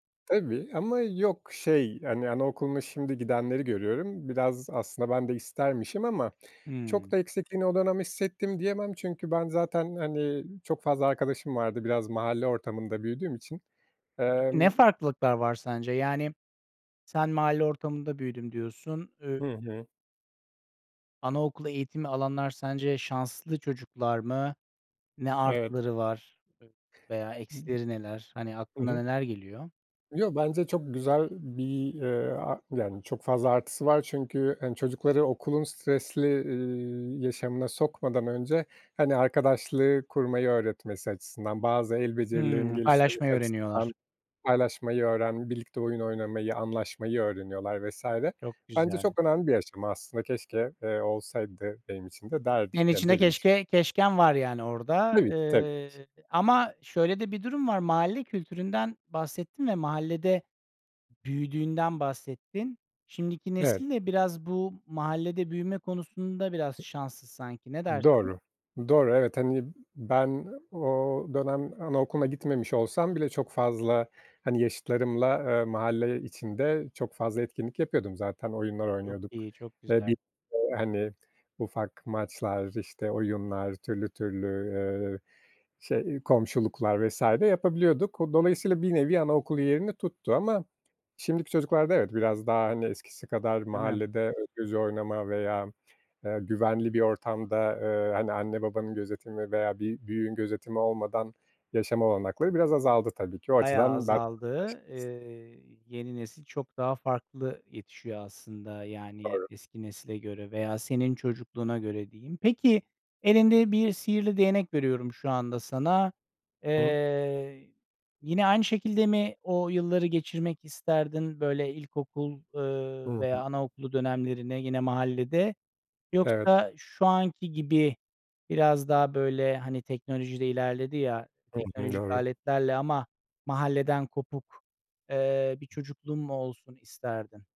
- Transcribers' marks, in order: unintelligible speech; other background noise; tapping; unintelligible speech; unintelligible speech; unintelligible speech
- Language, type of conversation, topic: Turkish, podcast, Eğitim yolculuğun nasıl başladı, anlatır mısın?